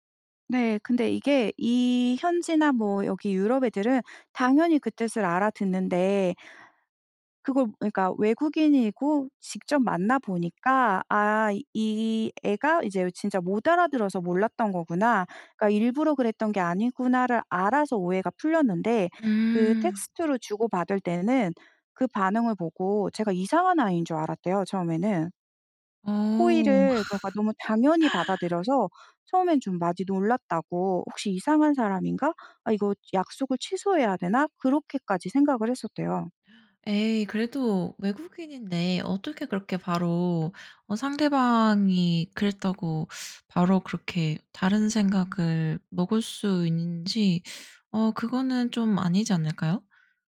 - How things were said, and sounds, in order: in English: "텍스트로"; laugh; "많이" said as "마디"; tapping; teeth sucking; teeth sucking
- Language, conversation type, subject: Korean, podcast, 문화 차이 때문에 어색했던 순간을 이야기해 주실래요?